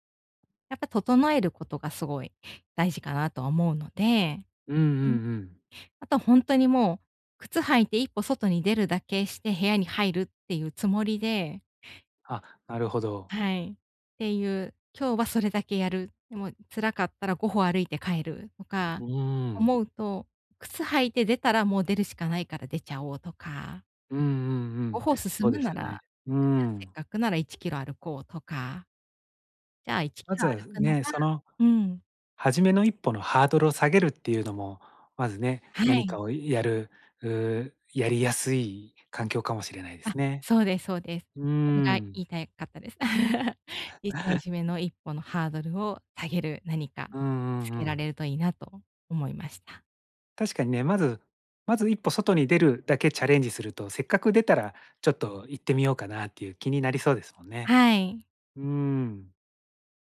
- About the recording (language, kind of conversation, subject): Japanese, advice, モチベーションを取り戻して、また続けるにはどうすればいいですか？
- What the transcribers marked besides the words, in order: laugh